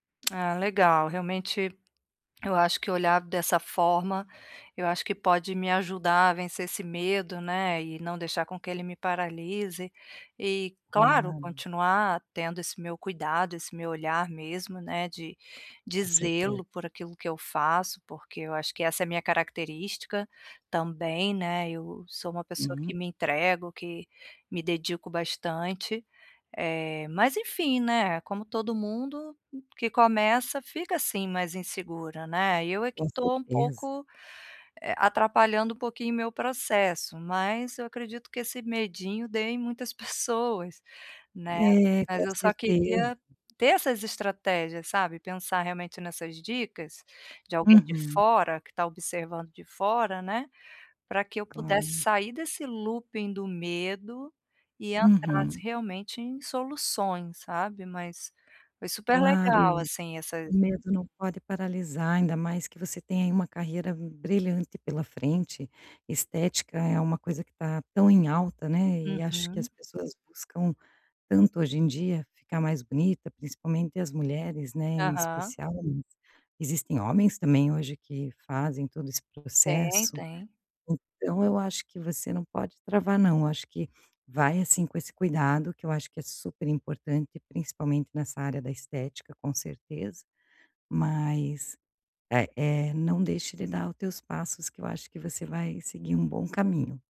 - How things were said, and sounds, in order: tapping; chuckle; in English: "looping"; other background noise
- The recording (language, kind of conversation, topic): Portuguese, advice, Como posso parar de ter medo de errar e começar a me arriscar para tentar coisas novas?